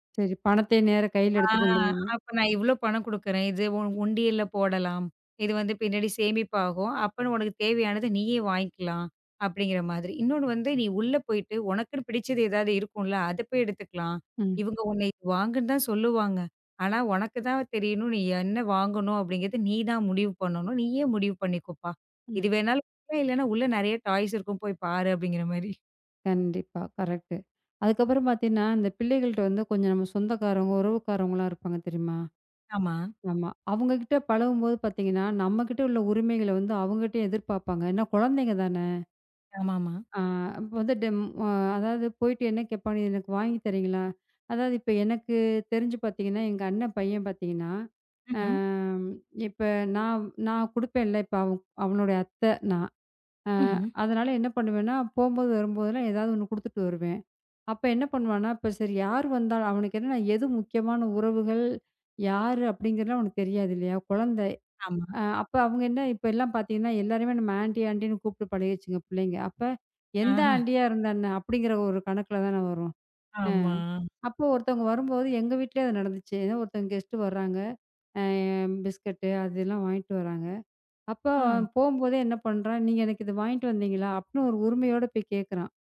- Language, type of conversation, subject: Tamil, podcast, பிள்ளைகளிடம் எல்லைகளை எளிதாகக் கற்பிப்பதற்கான வழிகள் என்னென்ன என்று நீங்கள் நினைக்கிறீர்கள்?
- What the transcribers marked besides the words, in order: in English: "டாய்ஸ்"; in English: "கரெக்ட்டு"; tapping; in English: "ஆன்டி, ஆன்டின்னு"; in English: "ஆன்டியா"; laughing while speaking: "ஆஹ"; drawn out: "ஆமா"; in English: "கெஸ்ட்"